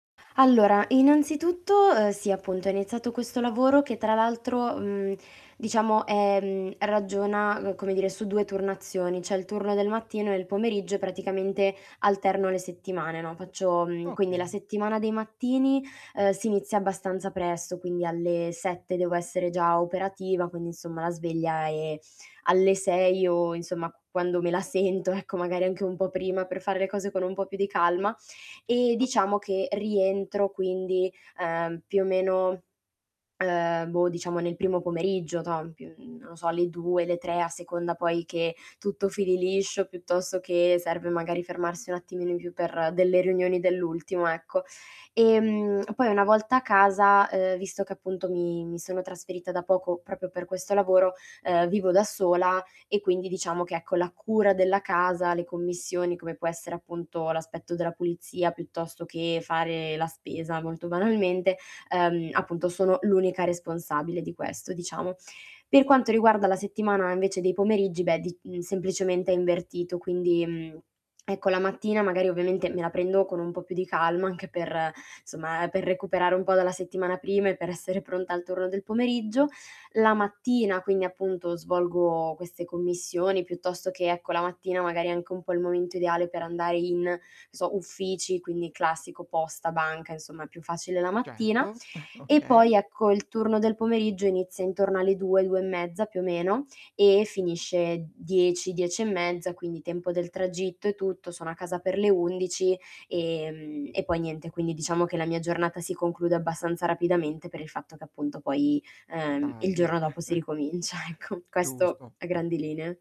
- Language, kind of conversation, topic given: Italian, advice, Come posso trovare ogni giorno del tempo per coltivare i miei hobby senza trascurare lavoro e famiglia?
- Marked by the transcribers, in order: static; laughing while speaking: "sento"; distorted speech; "proprio" said as "propio"; chuckle; tapping; chuckle; laughing while speaking: "ricomincia ecco"